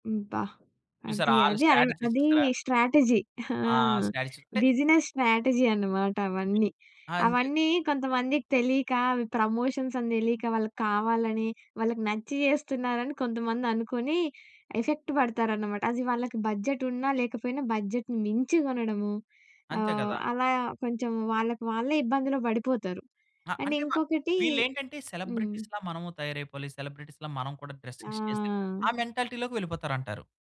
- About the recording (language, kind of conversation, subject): Telugu, podcast, సెలబ్రిటీల జీవనశైలి చూపించే విషయాలు యువతను ఎలా ప్రభావితం చేస్తాయి?
- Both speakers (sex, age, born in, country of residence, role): female, 20-24, India, India, guest; male, 30-34, India, India, host
- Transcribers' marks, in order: in English: "స్ట్రాటజీస్"; in English: "స్ట్రాటజీ"; in English: "బిజినెస్ స్ట్రాటజీ"; in English: "స్ట్రాటజీ"; other background noise; in English: "ప్రమోషన్స్"; in English: "ఎఫెక్ట్"; in English: "బడ్జెట్"; in English: "బడ్జెట్‌ని"; in English: "అండ్"; in English: "సెలబ్రిటీస్‌లా"; in English: "సెలబ్రిటీస్‌లా"; in English: "డ్రెసింగ్స్"; in English: "మెంటాలిటీ‌లోకి"